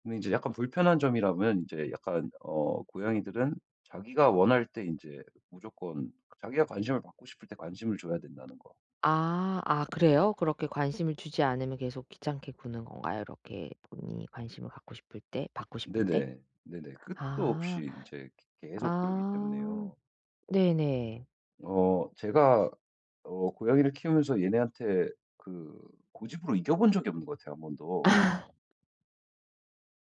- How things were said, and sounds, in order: tapping; laugh
- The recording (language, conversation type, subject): Korean, advice, 집에서 더 효과적으로 쉬고 즐기려면 어떻게 해야 하나요?